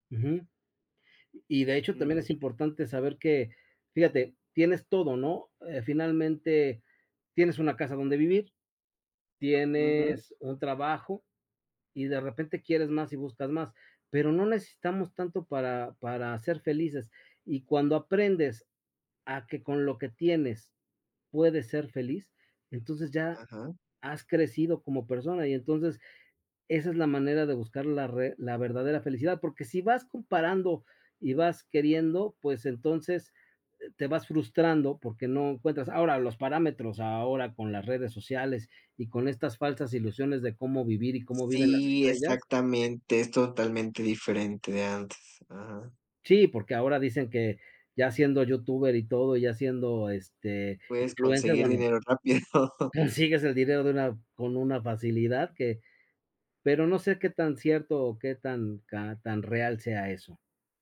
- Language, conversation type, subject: Spanish, unstructured, ¿Crees que el dinero compra la felicidad?
- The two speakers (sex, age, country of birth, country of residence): male, 30-34, Mexico, Mexico; male, 50-54, Mexico, Mexico
- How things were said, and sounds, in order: other background noise; tapping; laugh; laughing while speaking: "consigues"